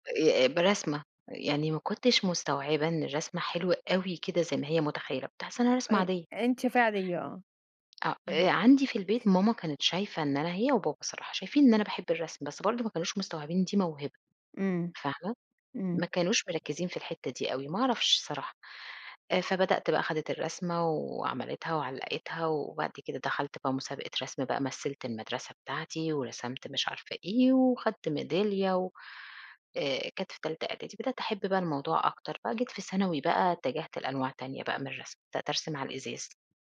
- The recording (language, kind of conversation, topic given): Arabic, podcast, احكيلي عن هوايتك المفضلة وإزاي حبيتها؟
- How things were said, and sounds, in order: tapping; other background noise